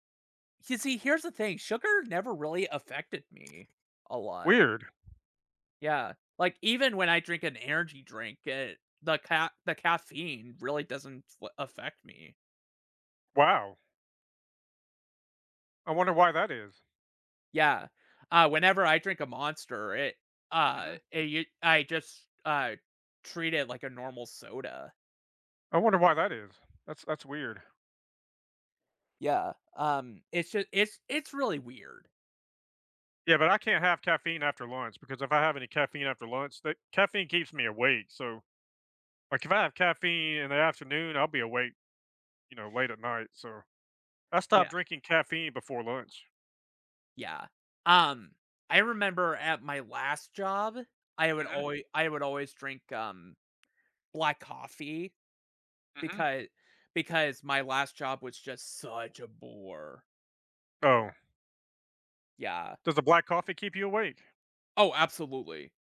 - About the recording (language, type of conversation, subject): English, unstructured, What helps you recharge when life gets overwhelming?
- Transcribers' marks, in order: tapping; other background noise; stressed: "such"